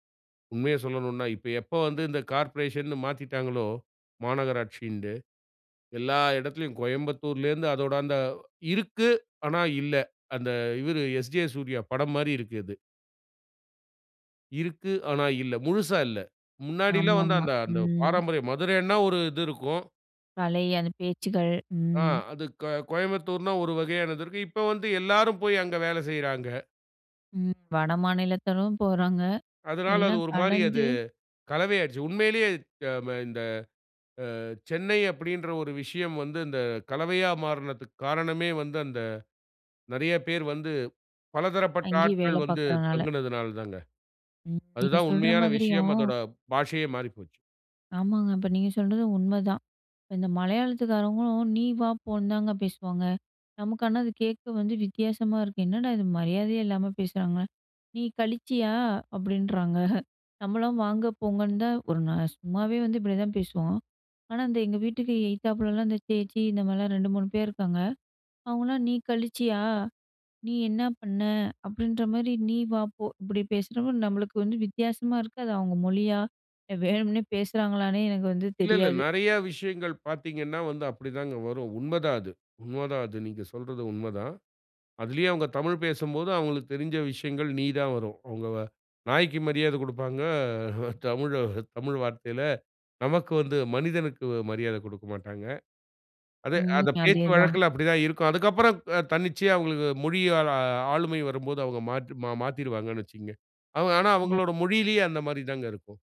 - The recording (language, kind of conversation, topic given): Tamil, podcast, மொழி உங்கள் தனிச்சமுதாயத்தை எப்படிக் கட்டமைக்கிறது?
- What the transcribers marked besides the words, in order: tapping; other background noise; chuckle; chuckle; other noise